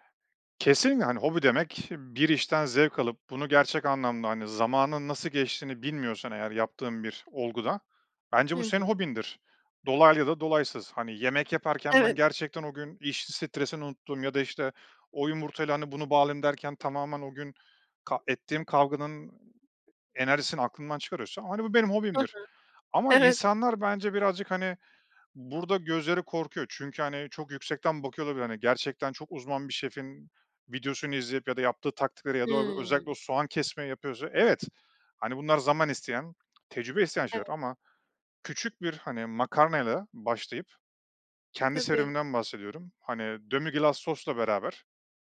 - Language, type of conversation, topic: Turkish, podcast, Yemek yapmayı hobi hâline getirmek isteyenlere ne önerirsiniz?
- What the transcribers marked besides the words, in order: other background noise; laughing while speaking: "Evet"; laughing while speaking: "Evet"; tapping; in French: "demi-glace"